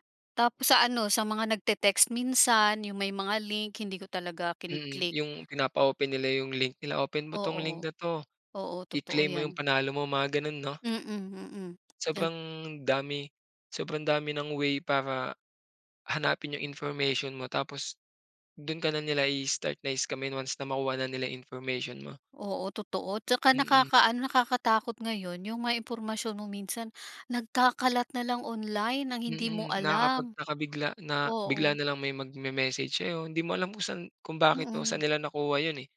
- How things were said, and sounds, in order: none
- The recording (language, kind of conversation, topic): Filipino, podcast, Paano mo sinusuri kung alin sa mga balitang nababasa mo sa internet ang totoo?